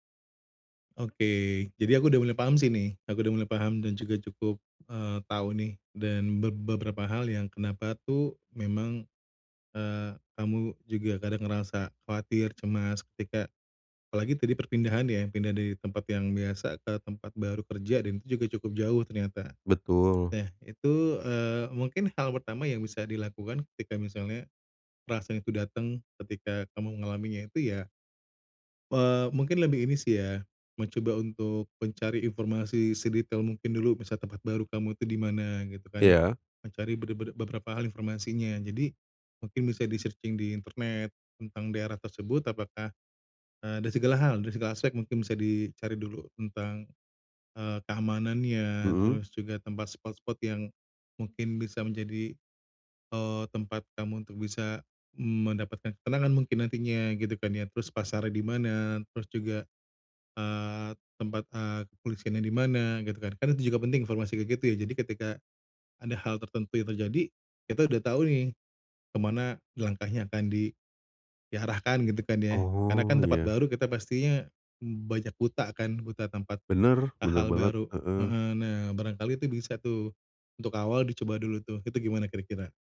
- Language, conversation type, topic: Indonesian, advice, Bagaimana cara mengatasi kecemasan dan ketidakpastian saat menjelajahi tempat baru?
- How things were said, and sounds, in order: in English: "searching"